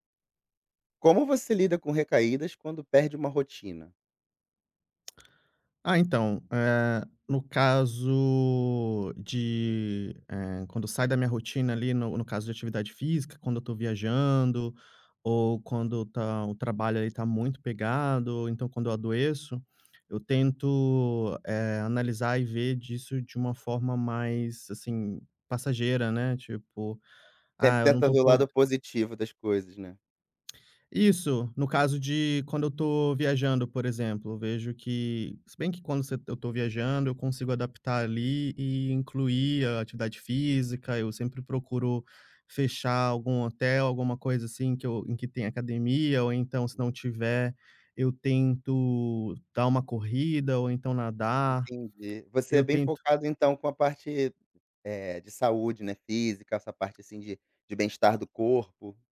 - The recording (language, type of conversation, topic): Portuguese, podcast, Como você lida com recaídas quando perde a rotina?
- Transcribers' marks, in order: drawn out: "caso"; other background noise; tapping